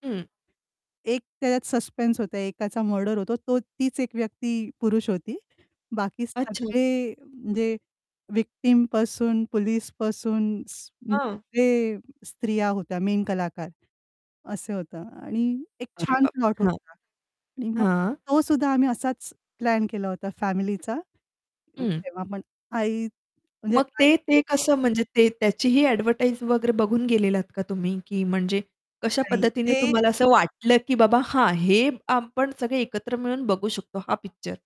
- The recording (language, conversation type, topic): Marathi, podcast, तुम्ही तुमच्या कौटुंबिक आठवणीतला एखादा किस्सा सांगाल का?
- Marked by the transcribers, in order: distorted speech; in English: "सस्पेन्स"; in English: "मेन"; in English: "एडव्हर्टाइज"; other background noise